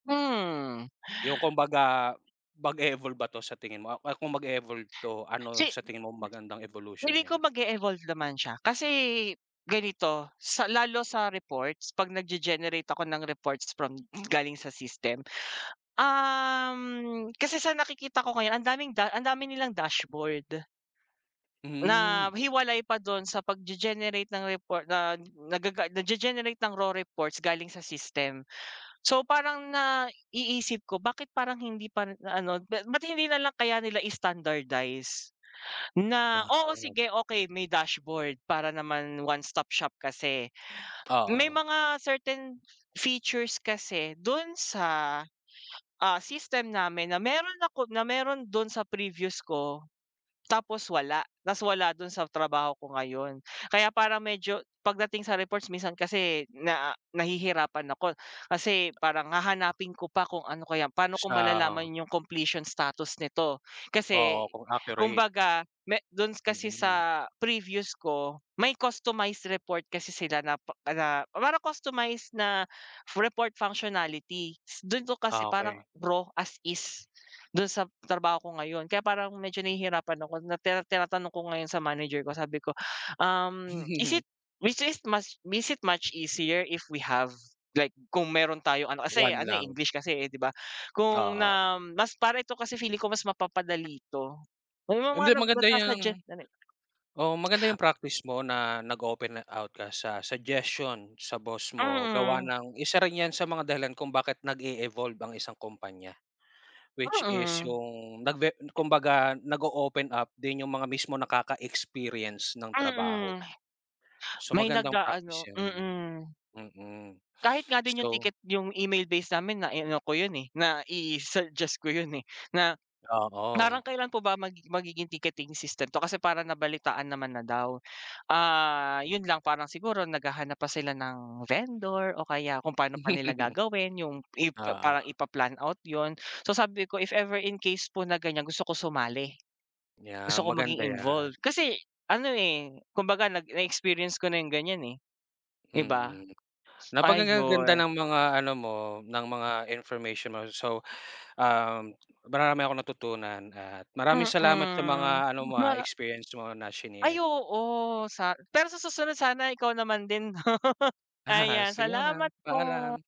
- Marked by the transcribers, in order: tapping; in English: "standardize"; in English: "one stop shop"; in English: "certain features"; in English: "completion status"; in English: "customized report"; in English: "report functionality"; in English: "Is it which is much … we have? like"; laugh; in English: "which is"; laugh; laughing while speaking: "'no"; laughing while speaking: "Ah"
- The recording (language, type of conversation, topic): Filipino, unstructured, Paano nakakaapekto ang teknolohiya sa paraan natin ng pagtatrabaho?